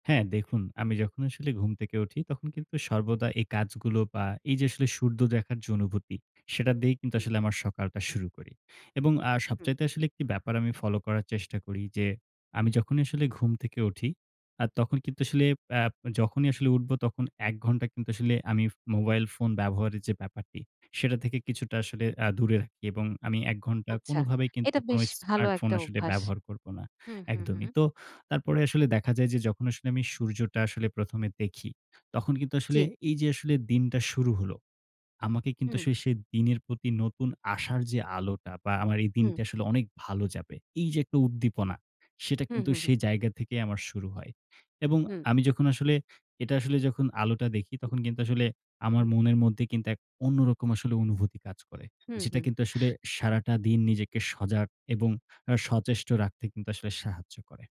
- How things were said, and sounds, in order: "সূর্য" said as "সূর্দ"; other background noise
- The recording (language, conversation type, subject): Bengali, podcast, সকালের রুটিনটা কেমন?
- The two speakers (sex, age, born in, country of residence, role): female, 30-34, Bangladesh, Bangladesh, host; male, 55-59, Bangladesh, Bangladesh, guest